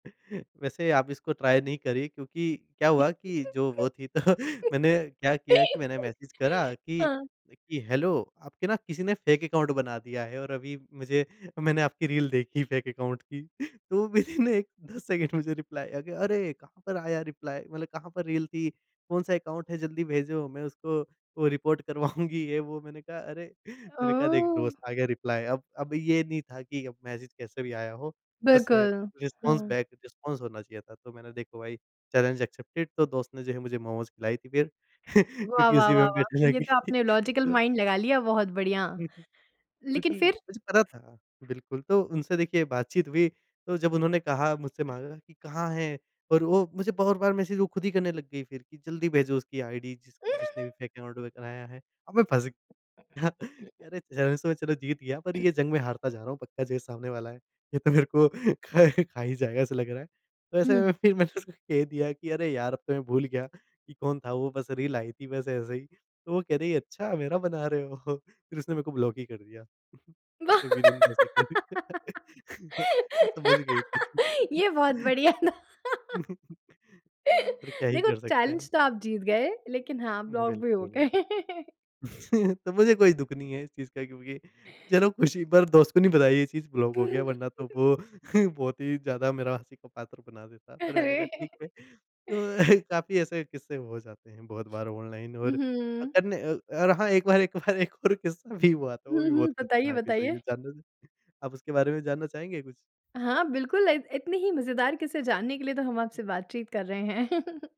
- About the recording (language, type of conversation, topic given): Hindi, podcast, अजनबियों से छोटी बातचीत शुरू करने का सबसे अच्छा तरीका क्या है?
- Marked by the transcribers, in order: chuckle; in English: "ट्राई"; chuckle; laughing while speaking: "तो"; in English: "मैसेज"; in English: "फेक अकाउंट"; in English: "फेक अकाउंट"; laughing while speaking: "तो विथिन दस सेकंड मुझे रिप्लाई आ गया"; in English: "विथिन"; in English: "रिप्लाई"; in English: "रिप्लाई"; in English: "अकाउंट"; in English: "रिपोर्ट"; in English: "रिप्लाई"; in English: "रिस्पॉन्स बैक रिस्पॉन्स"; in English: "चैलेंज एक्सेप्टेड"; chuckle; laughing while speaking: "क्योंकि उसी में बेट लगी थी"; in English: "बेट"; in English: "लॉजिकल माइंड"; tapping; other background noise; chuckle; in English: "फेक अकाउंट"; chuckle; laughing while speaking: "ये तो मेरे को खा खा ही जाएगा ऐसा लग रहा है"; laughing while speaking: "वाह"; laugh; laughing while speaking: "हो"; laughing while speaking: "बढ़िया था"; in English: "ब्लॉक"; laugh; chuckle; in English: "चैलेंज"; in English: "विथिन"; laugh; chuckle; in English: "ब्लॉक"; laugh; chuckle; in English: "ब्लॉक"; chuckle; laughing while speaking: "अरे!"; chuckle; laughing while speaking: "एक बार एक बार एक और किस्सा भी हुआ था"; chuckle